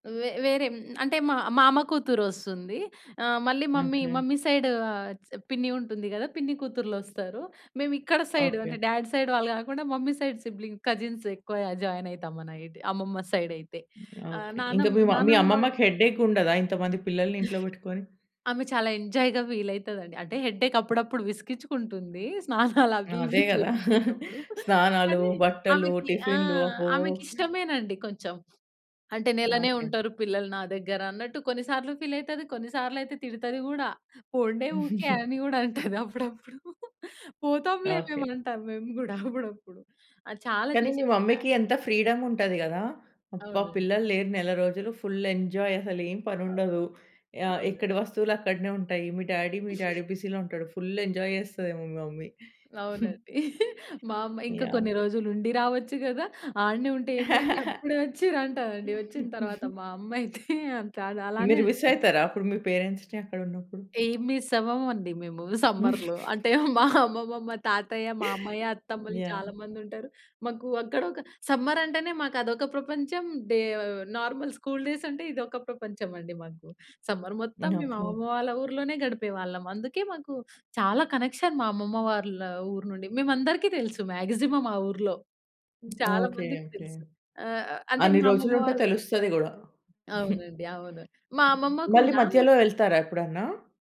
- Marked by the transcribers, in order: tapping; in English: "మమ్మీ మమ్మీ"; in English: "డాడ్ సైడ్"; in English: "మమ్మీ సైడ్ సిబ్లింగ్ కజిన్‌స్"; in English: "మమ్మీ"; chuckle; in English: "ఎంజాయ్‌గా"; in English: "హెడేక్"; laughing while speaking: "స్నానాలవి ఇవి చెప్పిచ్చేటప్పుడు"; chuckle; giggle; laughing while speaking: "అంటది అప్పుడప్పుడు. పోతాంలే మేము అంటాం మేము గూడా"; in English: "మమ్మీ‌కి"; in English: "ఫుల్ ఎంజాయ్"; in English: "డ్యాడీ"; giggle; in English: "డ్యాడీ బిజీలో"; in English: "ఫుల్ ఎంజాయ్"; laughing while speaking: "అవునండి. మా అమ్మ"; in English: "మమ్మీ"; chuckle; laugh; giggle; laughing while speaking: "అమ్మయితే. అంతే"; in English: "పేరెంట్స్‌ని"; in English: "సమ్మర్‌లో"; giggle; laughing while speaking: "మా అమ్మమ్మ, మా తాతయ్య"; in English: "సమ్మర్"; other background noise; in English: "డే నార్మల్"; in English: "సమ్మర్"; in English: "కనెక్షన్"; in English: "మాక్సిమం"; chuckle
- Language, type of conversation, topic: Telugu, podcast, మీరు పాఠశాల సెలవుల్లో చేసే ప్రత్యేక హాబీ ఏమిటి?